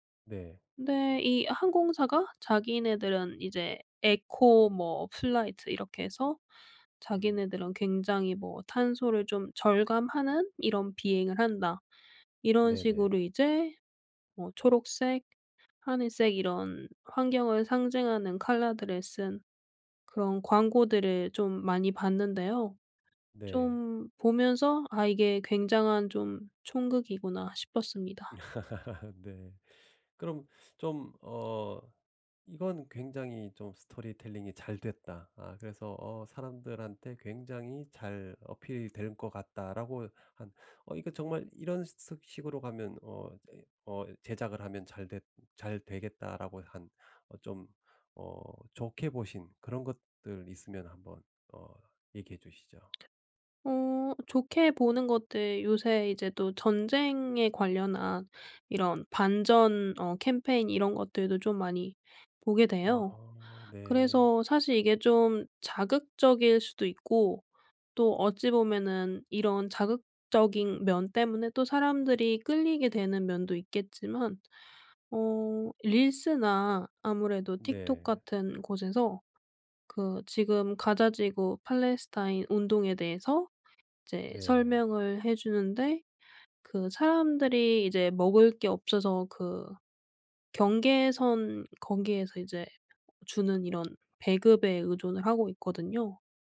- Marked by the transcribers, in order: in English: "에코"; tapping; in English: "플라이트"; laugh; in English: "스토리텔링이"
- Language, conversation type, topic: Korean, podcast, 스토리로 사회 문제를 알리는 것은 효과적일까요?